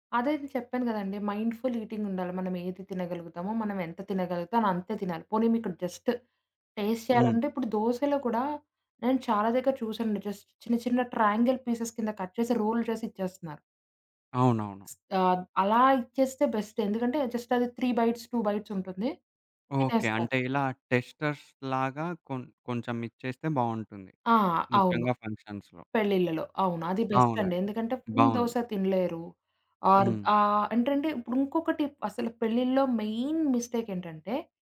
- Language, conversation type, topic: Telugu, podcast, ఆహార వృథాను తగ్గించడానికి ఇంట్లో సులభంగా పాటించగల మార్గాలు ఏమేమి?
- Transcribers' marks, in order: in English: "మైండ్‌ఫుల్ ఈటింగ్"; in English: "జస్ట్ టేస్ట్"; in English: "జస్ట్"; in English: "ట్రయాంగిల్ పీసెస్"; in English: "కట్"; in English: "రోల్"; in English: "బెస్ట్"; in English: "జస్ట్"; in English: "త్రీ బైట్స్, టూ బైట్స్"; in English: "టెస్టర్స్‌లాగా"; other background noise; in English: "ఫంక్షన్స్‌లో"; in English: "బెస్ట్"; in English: "ఫుల్"; in English: "ఆర్"; in English: "మెయిన్ మిస్టేక్"